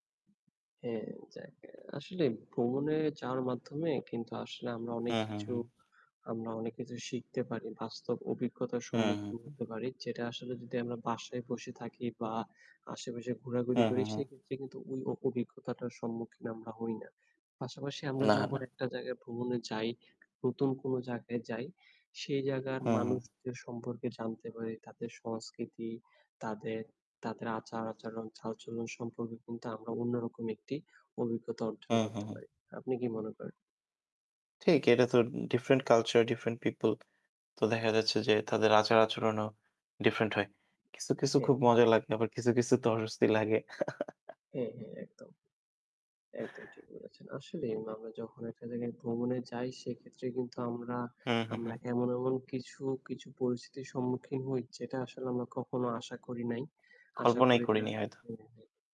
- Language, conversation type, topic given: Bengali, unstructured, আপনি ভ্রমণে যেতে সবচেয়ে বেশি কোন জায়গাটি পছন্দ করেন?
- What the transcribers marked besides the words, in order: static; laugh; distorted speech